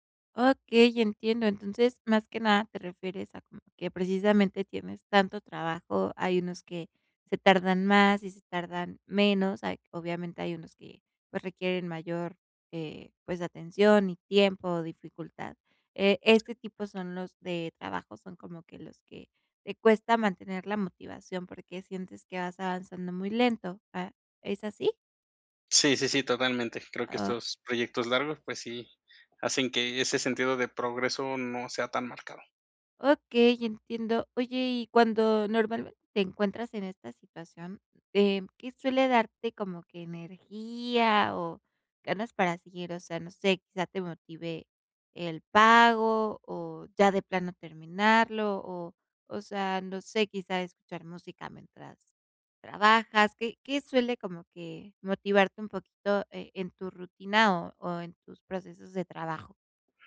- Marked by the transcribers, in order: none
- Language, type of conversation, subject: Spanish, advice, ¿Cómo puedo mantenerme motivado cuando mi progreso se estanca?
- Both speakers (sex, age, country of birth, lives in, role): female, 25-29, Mexico, Mexico, advisor; male, 30-34, Mexico, Mexico, user